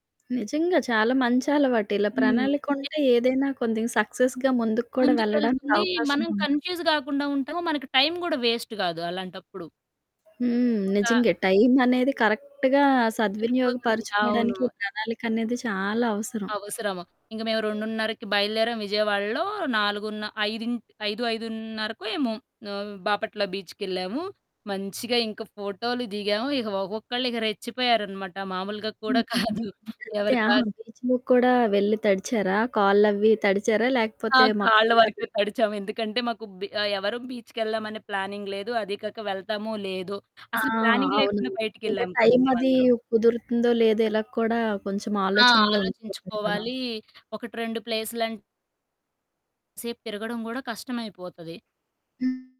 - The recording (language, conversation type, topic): Telugu, podcast, పాత స్నేహితులను మళ్లీ సంప్రదించడానికి సరైన మొదటి అడుగు ఏమిటి?
- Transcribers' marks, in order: other background noise; in English: "సక్సెస్‌గా"; in English: "కన్ఫ్యూజ్"; in English: "వేస్ట్"; static; other street noise; in English: "కరెక్ట్‌గా"; laughing while speaking: "కాదు"; in English: "బీచ్‌లో"; in English: "బీచ్‌కి"; in English: "ప్లానింగ్"; in English: "ప్లానింగ్"; distorted speech